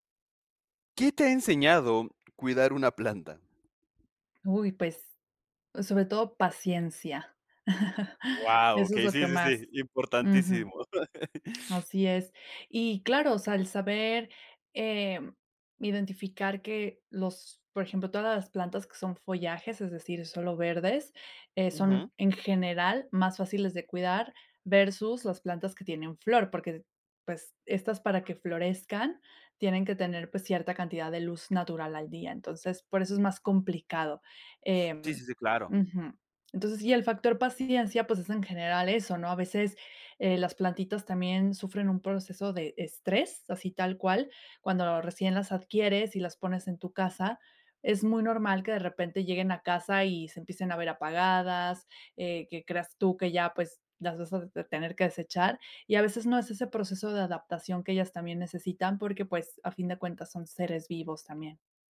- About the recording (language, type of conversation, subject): Spanish, podcast, ¿Qué te ha enseñado la experiencia de cuidar una planta?
- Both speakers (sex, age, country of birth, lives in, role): female, 35-39, Mexico, Mexico, guest; male, 20-24, Mexico, Mexico, host
- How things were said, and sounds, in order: other background noise; chuckle; chuckle